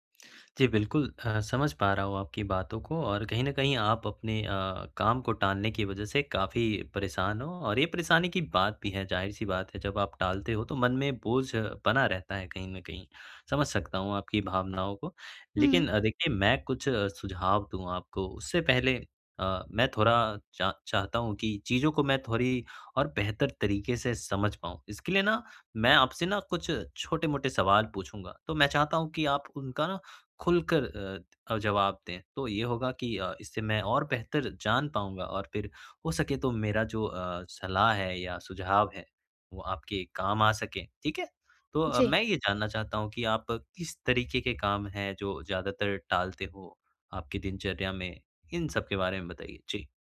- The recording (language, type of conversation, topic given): Hindi, advice, मैं काम टालने और हर बार आख़िरी पल में घबराने की आदत को कैसे बदल सकता/सकती हूँ?
- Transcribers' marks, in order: none